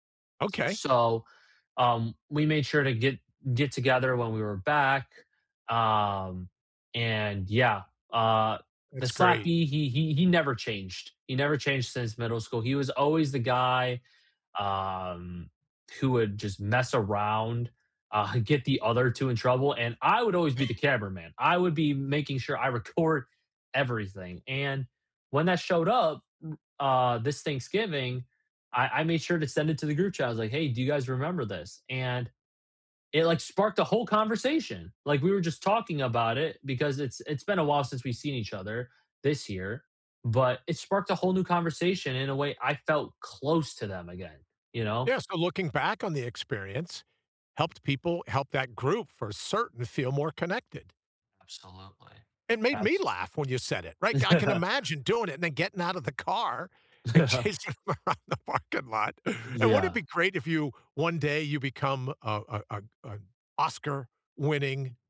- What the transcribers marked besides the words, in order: laughing while speaking: "uh"; chuckle; stressed: "certain"; laugh; laugh; laughing while speaking: "chasing around the parking lot"
- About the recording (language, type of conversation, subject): English, unstructured, How do shared memories bring people closer together?